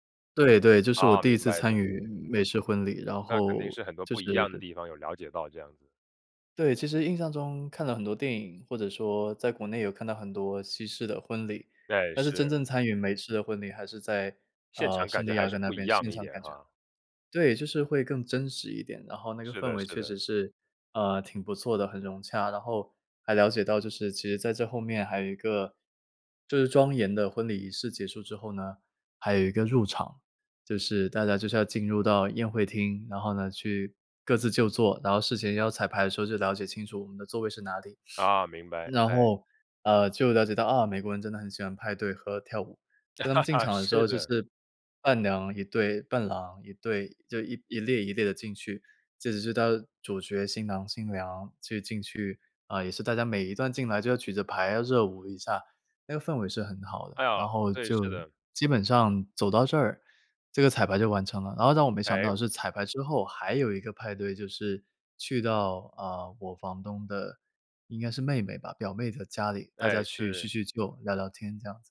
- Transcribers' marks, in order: sniff; laugh
- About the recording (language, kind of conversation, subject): Chinese, podcast, 你有难忘的婚礼或订婚故事吗？